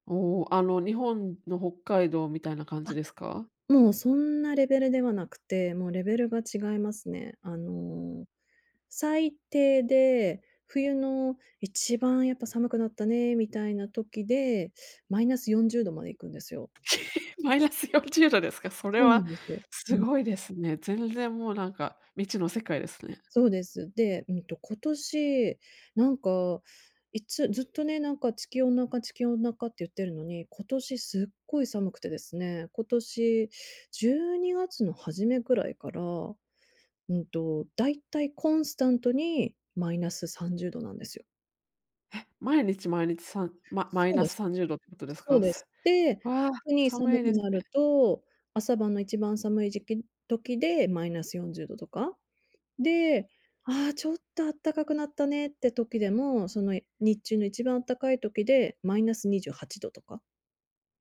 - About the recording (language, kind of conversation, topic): Japanese, advice, 未知の状況で、どうすればストレスを減らせますか？
- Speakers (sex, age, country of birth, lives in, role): female, 35-39, Japan, United States, advisor; female, 40-44, Japan, United States, user
- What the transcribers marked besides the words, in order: laugh